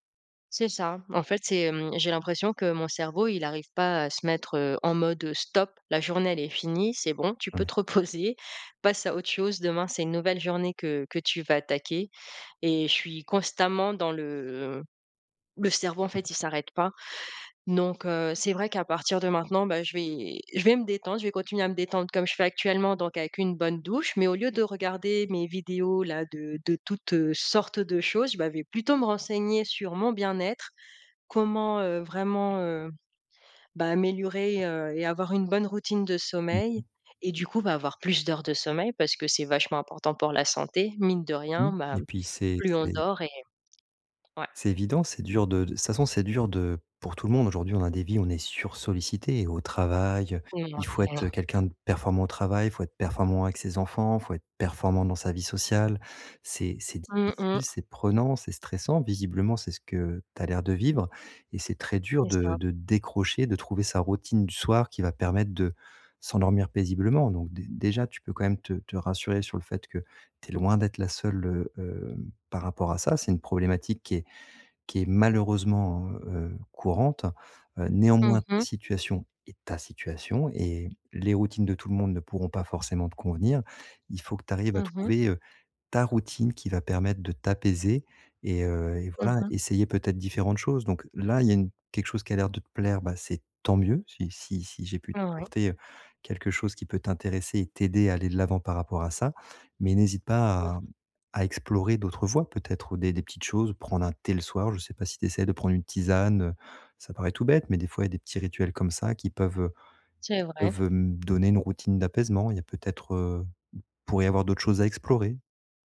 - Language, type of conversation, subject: French, advice, Comment puis-je mieux me détendre avant de me coucher ?
- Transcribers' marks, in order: drawn out: "le"; other background noise; tapping; stressed: "performant"; stressed: "performant"; stressed: "performant"; stressed: "malheureusement"; stressed: "ta"; stressed: "tant mieux"